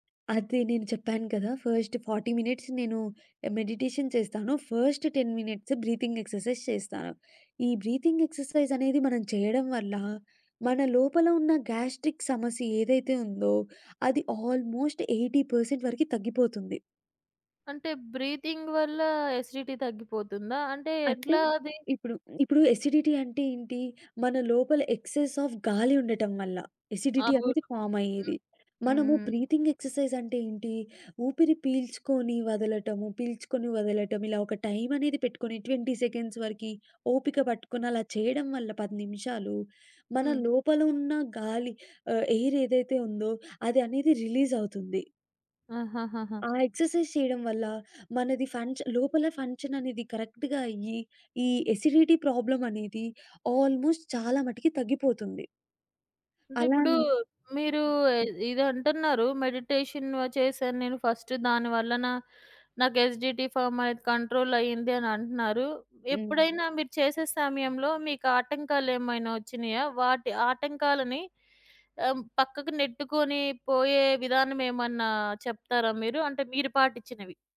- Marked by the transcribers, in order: in English: "ఫస్ట్ ఫార్టీ మినిట్స్"; in English: "మెడిటేషన్"; in English: "ఫస్ట్ టెన్ మినిట్స్ బ్రీతింగ్ ఎక్సర్సైజ్"; in English: "బ్రీతింగ్ ఎక్సర్సైజ్"; in English: "గ్యాస్ట్రిక్"; in English: "ఆల్మోస్ట్ ఎయిటీ పర్సెంట్"; in English: "బ్రీతింగ్"; in English: "ఎసిడిటీ"; tapping; in English: "ఎసిడిటీ"; in English: "ఎక్సెస్ ఆఫ్"; in English: "ఎసిడిటీ"; in English: "ఫార్మ్"; in English: "బ్రీతింగ్ ఎక్సర్సైజ్"; in English: "ట్వెంటీ సెకండ్స్"; other background noise; in English: "ఎయిర్"; in English: "ఎక్సర్సైజ్"; in English: "ఫంక్షన్"; in English: "కరెక్ట్‌గా"; in English: "ఎసిడిటీ ప్రాబ్లమ్"; in English: "ఆల్మోస్ట్"; in English: "మెడిటేషన్"; in English: "ఫస్ట్"; in English: "ఎసిడిటీ ఫార్మ్"; in English: "కంట్రోల్"
- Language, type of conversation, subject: Telugu, podcast, ఒక చిన్న అలవాటు మీ రోజువారీ దినచర్యను ఎలా మార్చిందో చెప్పగలరా?